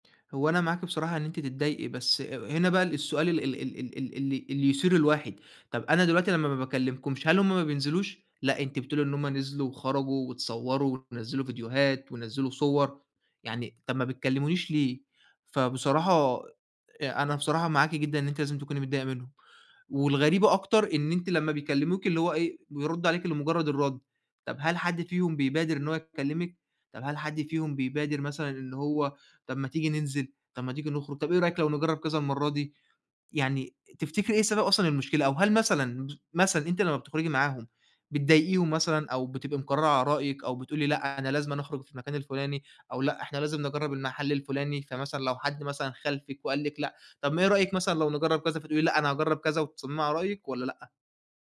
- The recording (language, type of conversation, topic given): Arabic, advice, إزاي أتعامل مع إحساسي إني دايمًا أنا اللي ببدأ الاتصال في صداقتنا؟
- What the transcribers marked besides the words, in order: none